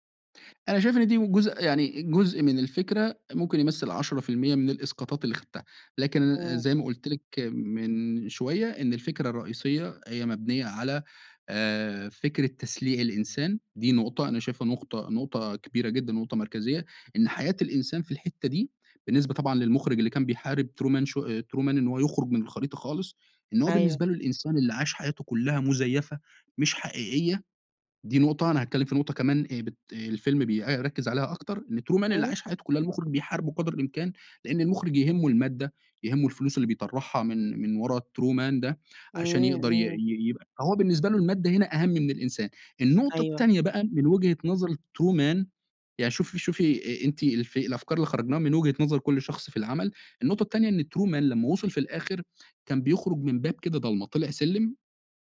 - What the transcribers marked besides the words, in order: in English: "true man show"; in English: "true man"; in English: "true man"; in English: "الtrue man"; in English: "الtrue man"; in English: "true man"
- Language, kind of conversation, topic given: Arabic, podcast, ما آخر فيلم أثّر فيك وليه؟